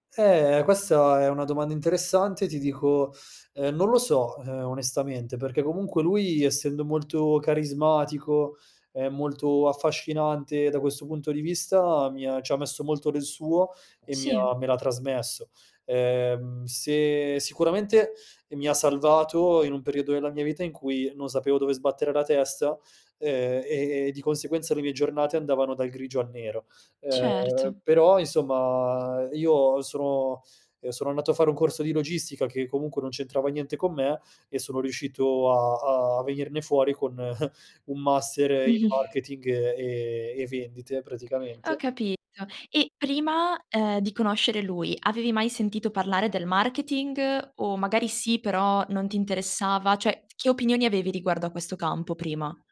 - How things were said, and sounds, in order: chuckle; laughing while speaking: "Mh-mh"
- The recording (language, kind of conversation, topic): Italian, podcast, Quale mentore ha avuto il maggiore impatto sulla tua carriera?